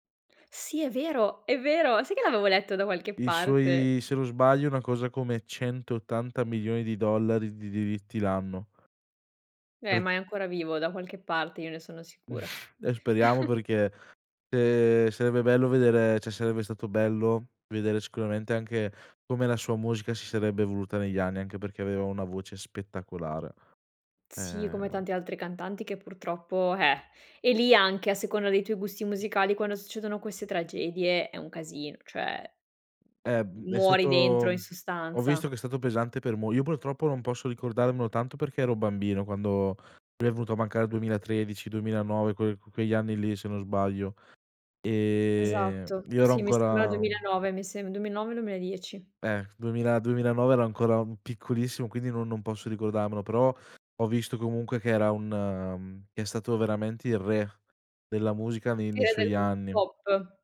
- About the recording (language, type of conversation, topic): Italian, podcast, Come sono cambiati i tuoi gusti musicali negli anni?
- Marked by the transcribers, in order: snort; chuckle; "cioè" said as "ceh"; tapping; drawn out: "Ehm"; other background noise